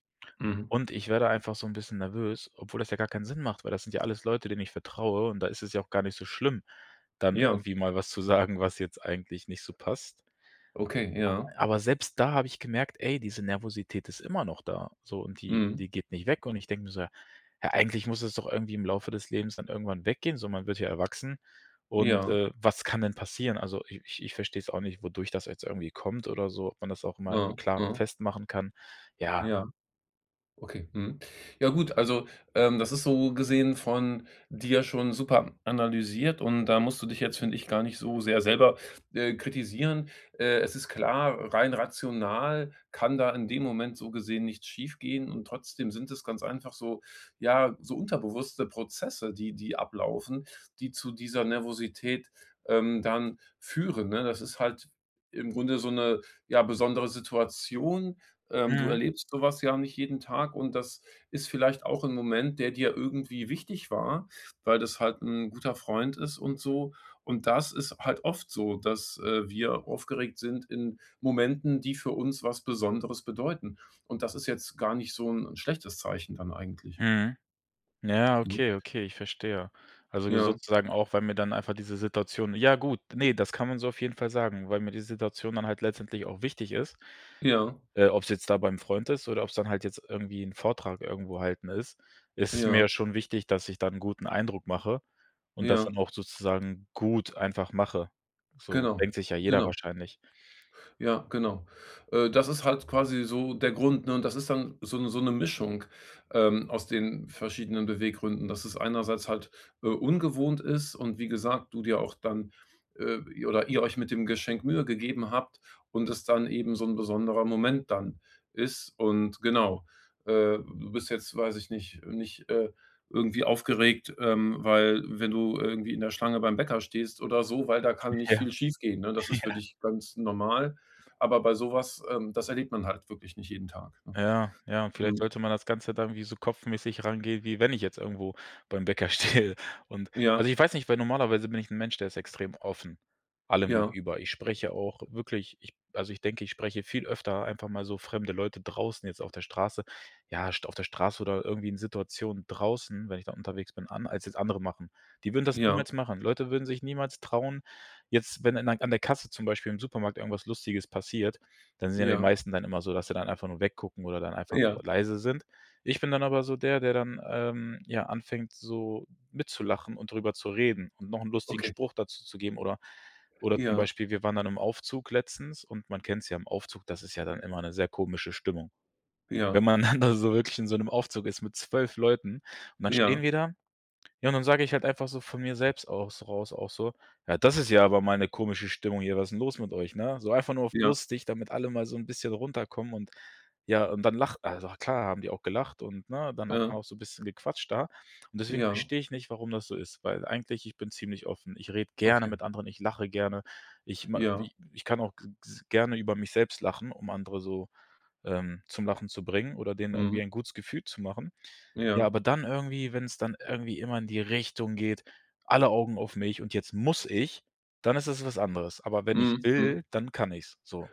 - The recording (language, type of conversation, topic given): German, advice, Wie kann ich in sozialen Situationen weniger nervös sein?
- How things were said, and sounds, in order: unintelligible speech; stressed: "gut"; other background noise; laughing while speaking: "Ja"; laughing while speaking: "stehe"; laughing while speaking: "dann"; tapping; stressed: "muss"